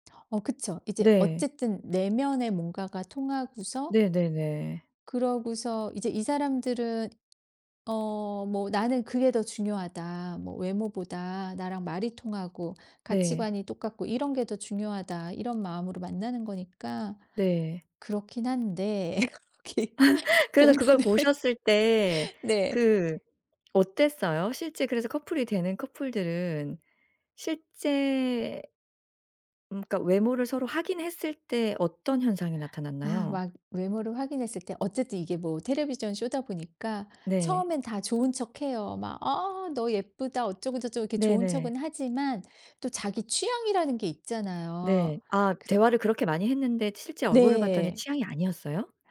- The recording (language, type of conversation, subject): Korean, podcast, 첫인상을 좋게 만들려면 어떤 점이 가장 중요하다고 생각하나요?
- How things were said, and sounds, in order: laugh; laughing while speaking: "거기 보면은"